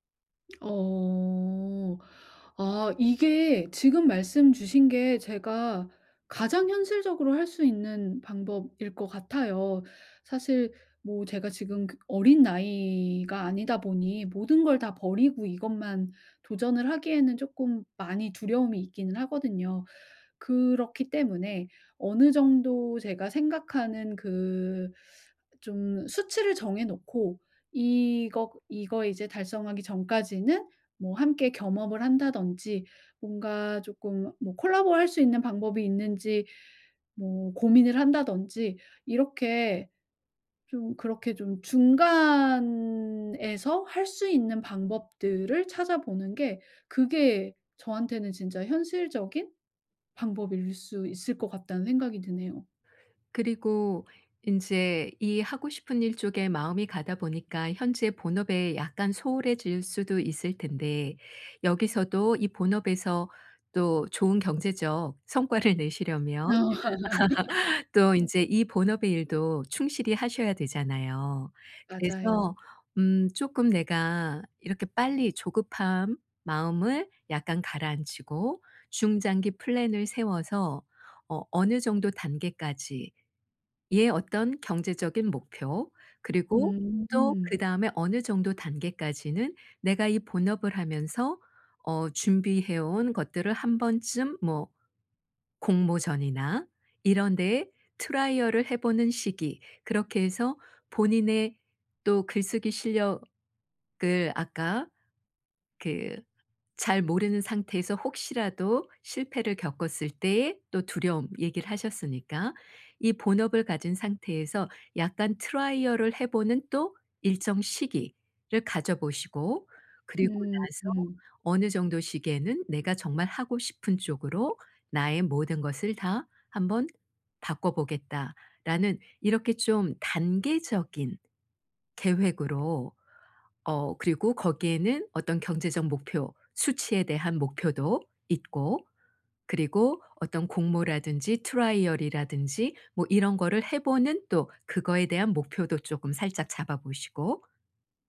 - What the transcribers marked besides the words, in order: teeth sucking; in English: "콜라보를"; laughing while speaking: "성과를"; laugh; in English: "플랜을"; put-on voice: "트라이얼을"; in English: "트라이얼을"; other background noise; in English: "트라이얼을"; tapping; put-on voice: "트라이얼"; in English: "트라이얼"
- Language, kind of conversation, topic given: Korean, advice, 경력 목표를 어떻게 설정하고 장기 계획을 어떻게 세워야 할까요?